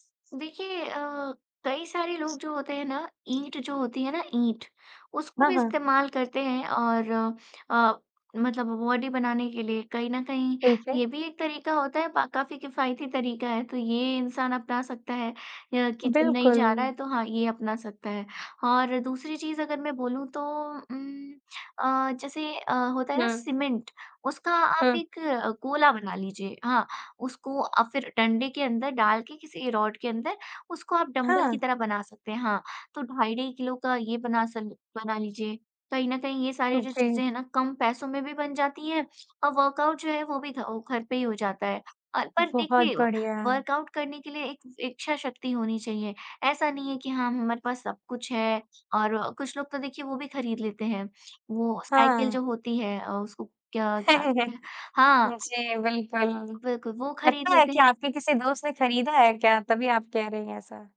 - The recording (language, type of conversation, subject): Hindi, podcast, जिम नहीं जा पाएं तो घर पर व्यायाम कैसे करें?
- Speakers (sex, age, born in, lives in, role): female, 20-24, India, India, guest; female, 20-24, India, India, host
- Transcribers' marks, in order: other background noise; tapping; in English: "बॉडी"; in English: "रॉड"; in English: "वर्कआउट"; in English: "व वर्कआउट"; chuckle